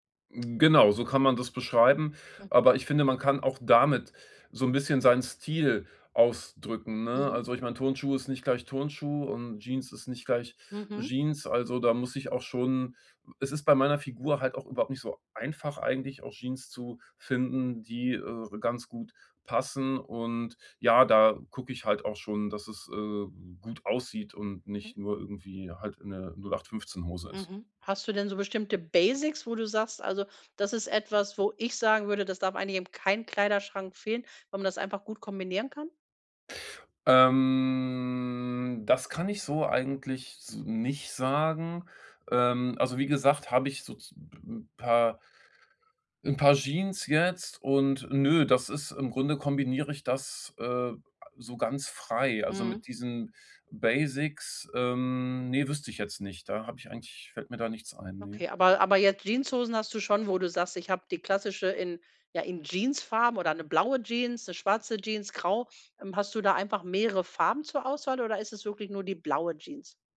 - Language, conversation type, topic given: German, podcast, Wie findest du deinen persönlichen Stil, der wirklich zu dir passt?
- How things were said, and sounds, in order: drawn out: "Ähm"